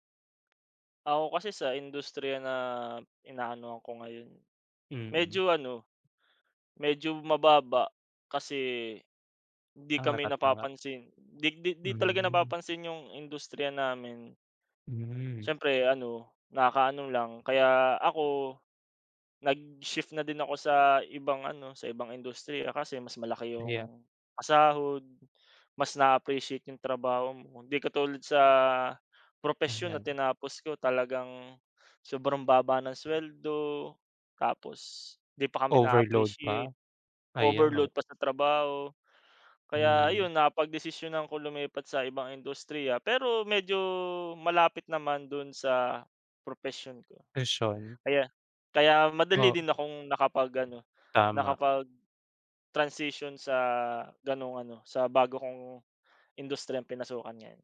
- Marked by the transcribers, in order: tapping
- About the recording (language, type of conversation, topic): Filipino, unstructured, Paano mo ipaglalaban ang patas na sahod para sa trabaho mo?